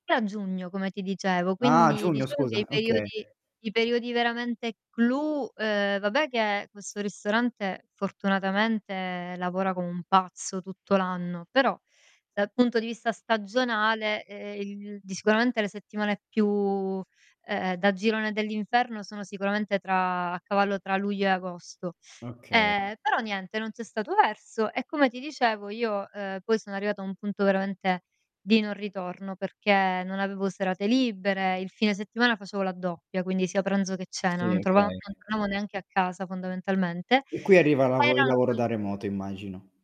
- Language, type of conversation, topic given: Italian, podcast, Che cosa ne pensi del lavoro da remoto?
- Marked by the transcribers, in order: distorted speech; tapping; static; other background noise